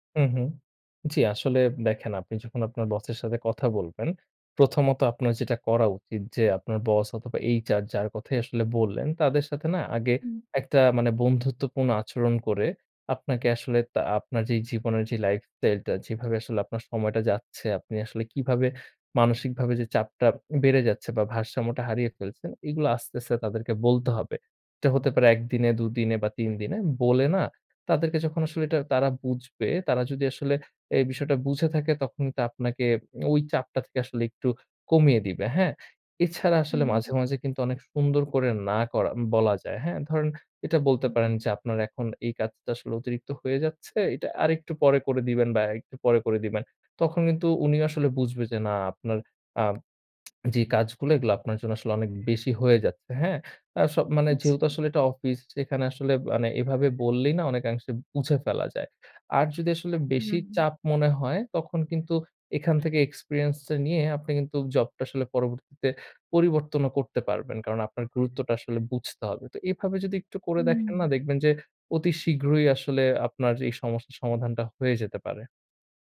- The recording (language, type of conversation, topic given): Bengali, advice, পরিবার ও কাজের ভারসাম্য নষ্ট হওয়ার ফলে আপনার মানসিক চাপ কীভাবে বেড়েছে?
- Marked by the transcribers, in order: in English: "HR"; in English: "lifestyle"; lip smack; in English: "experience"